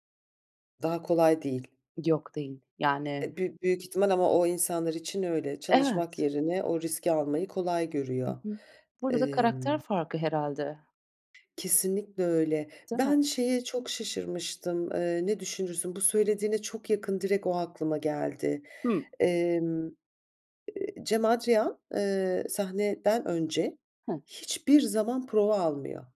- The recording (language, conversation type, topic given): Turkish, podcast, İlhamı beklemek mi yoksa çalışmak mı daha etkilidir?
- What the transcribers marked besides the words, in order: other background noise; tapping